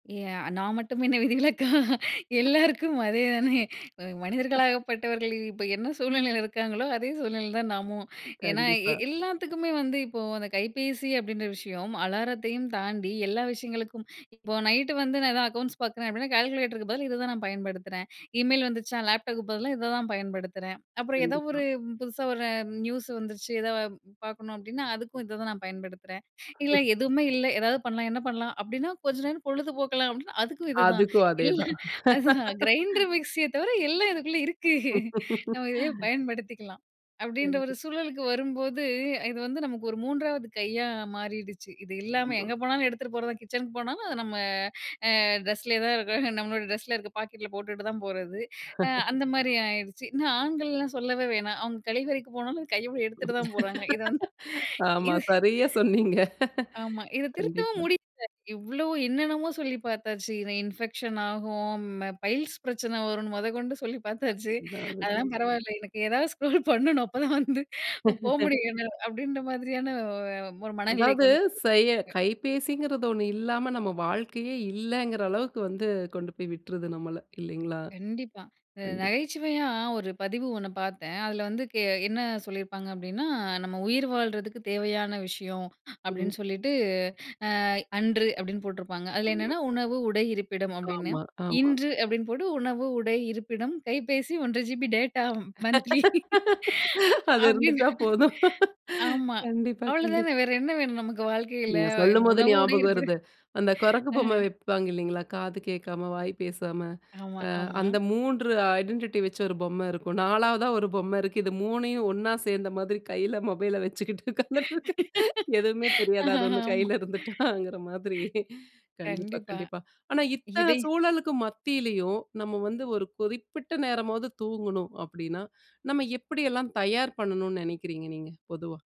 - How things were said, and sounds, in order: laughing while speaking: "எ நான் மட்டும் என்ன விதிவிலக்கா! எல்லாருக்கும் அதே தானே!"; other noise; laugh; laughing while speaking: "இல்ல அதுதான் கிரைண்டர் மிக்ஸிய தவிர எல்லாம் இதுக்குள்ள இருக்கு"; laugh; unintelligible speech; unintelligible speech; laugh; laugh; laughing while speaking: "இத வந்து இது"; unintelligible speech; laughing while speaking: "எனக்கு ஏதாவது ஸ்க்ரோல் பண்ணனும் அப்போதான் வந்து போ முடியும்"; laugh; unintelligible speech; "இல்லைலேங்களா" said as "இல்லீங்ளா"; laugh; laughing while speaking: "அது இருந்துட்டா போதும். கண்டிப்பா, கண்டிப்பா"; laugh; laugh; in English: "ஐடென்டிட்டி"; laughing while speaking: "கையில மொபைல வச்சுக்கிட்டு உக்காந்துட்டு இருக்கு. எதுவுமே தெரியாது அது ஒன்னு கையில இருந்துட்டாங்கிற மாதிரி"; laugh; chuckle
- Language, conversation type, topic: Tamil, podcast, அமைதியான மனநிலைக்கான இரவு வழக்கம் எப்படி இருக்க வேண்டும்?